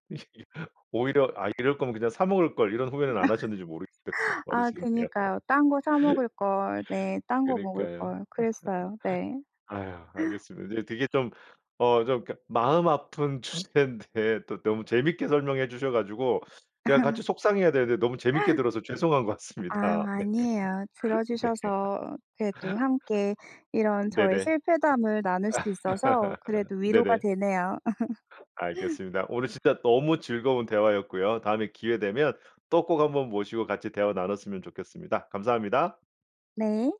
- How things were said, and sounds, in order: laugh; laugh; laughing while speaking: "모르겠어요. 발언 죄송해요"; laugh; laugh; laughing while speaking: "주제인데"; laugh; tapping; laughing while speaking: "같습니다. 네. 네"; laugh; other background noise; laugh; laugh
- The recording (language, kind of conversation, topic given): Korean, podcast, 실패한 요리 경험을 하나 들려주실 수 있나요?